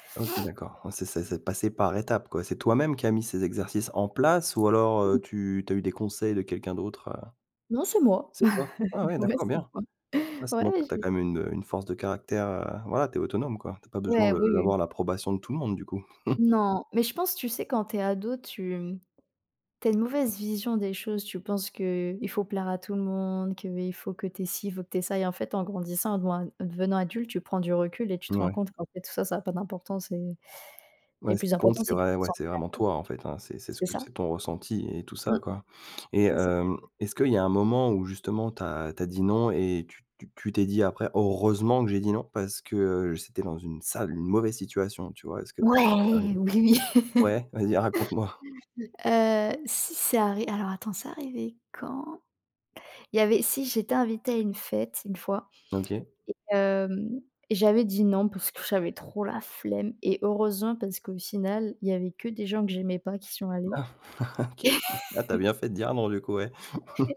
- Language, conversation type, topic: French, podcast, Comment dire non sans se sentir coupable ?
- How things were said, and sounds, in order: other noise; throat clearing; chuckle; laughing while speaking: "Ouais, c'est moi. Ouais, j'ai"; chuckle; stressed: "Heureusement"; stressed: "Ouais"; laugh; stressed: "trop la flemme"; chuckle